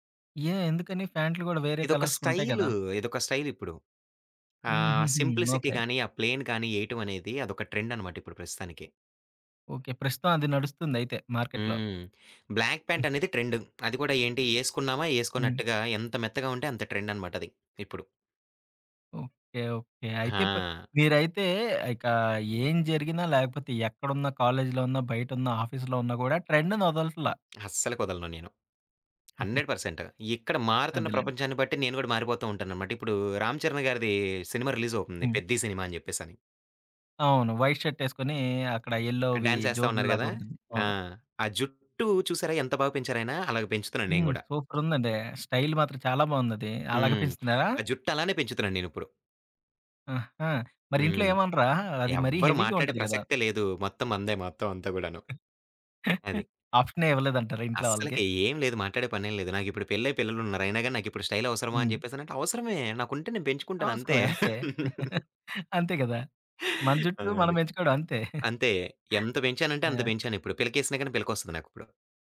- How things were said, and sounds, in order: in English: "కలర్స్"; other background noise; in English: "సింప్లిసిటీ"; in English: "ప్లెయిన్"; in English: "మార్కెట్‌లో"; in English: "బ్లాక్"; giggle; in English: "ఆఫీస్‌లో"; tapping; in English: "హండ్రెడ్"; giggle; in English: "రిలీజ్"; in English: "వైట్"; in English: "ఎల్లోవి"; in English: "డ్యాన్స్"; in English: "స్టైల్"; in English: "హెవీగా"; chuckle; chuckle; laugh; giggle
- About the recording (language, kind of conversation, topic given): Telugu, podcast, నీ స్టైల్‌కు ప్రేరణ ఎవరు?